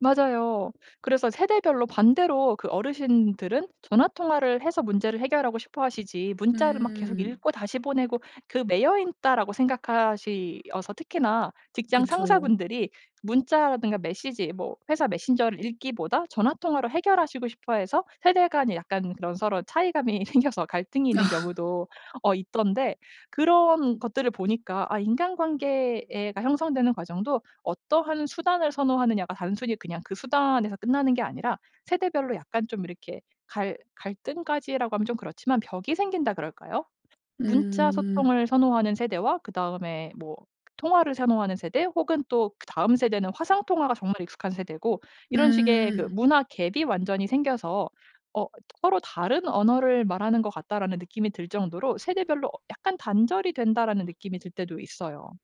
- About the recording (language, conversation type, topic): Korean, podcast, 기술의 발달로 인간관계가 어떻게 달라졌나요?
- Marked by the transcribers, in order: tapping; laughing while speaking: "생겨서"; laugh; in English: "gap"; other background noise